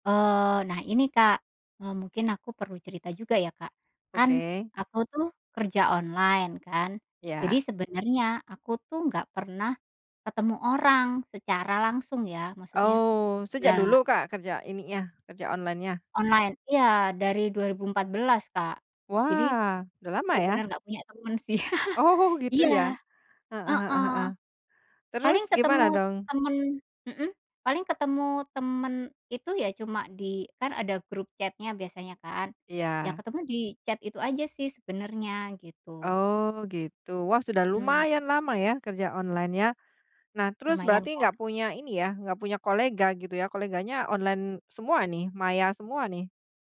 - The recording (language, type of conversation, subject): Indonesian, podcast, Bagaimana cara Anda menjaga hubungan kerja setelah acara selesai?
- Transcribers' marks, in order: other background noise; laughing while speaking: "Oh"; chuckle; in English: "chat-nya"; in English: "chat"; tapping